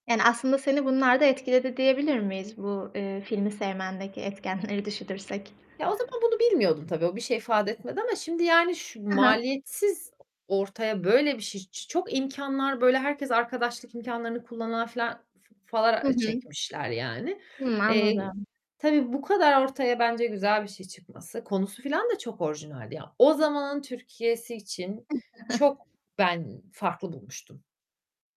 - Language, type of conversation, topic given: Turkish, podcast, En sevdiğin film hangisi ve neden?
- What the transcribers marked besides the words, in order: static; tapping; distorted speech; giggle